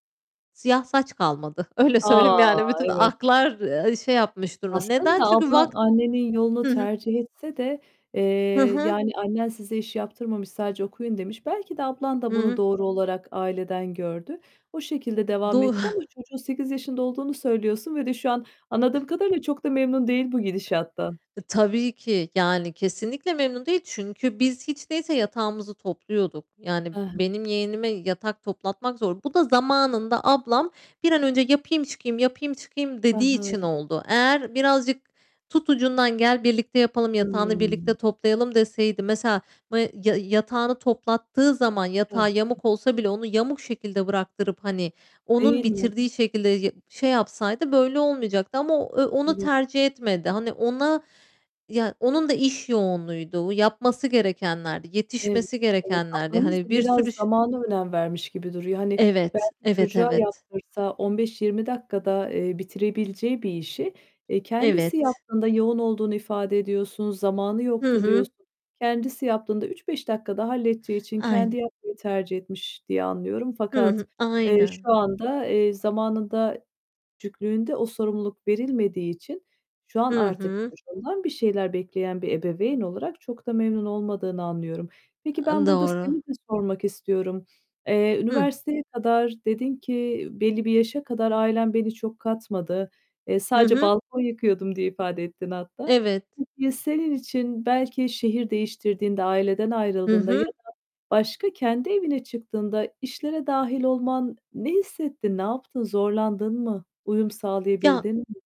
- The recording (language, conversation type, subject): Turkish, podcast, Ev işlerini aile içinde nasıl paylaşıp düzenliyorsunuz?
- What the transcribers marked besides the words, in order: other background noise; static; tapping; distorted speech; chuckle